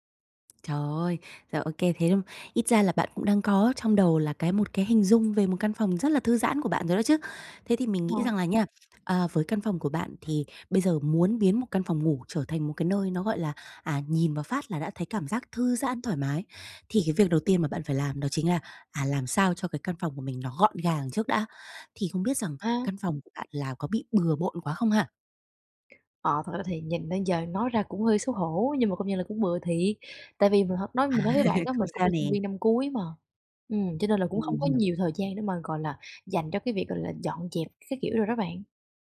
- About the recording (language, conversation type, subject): Vietnamese, advice, Làm thế nào để biến nhà thành nơi thư giãn?
- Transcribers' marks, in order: tapping; laughing while speaking: "À"; laugh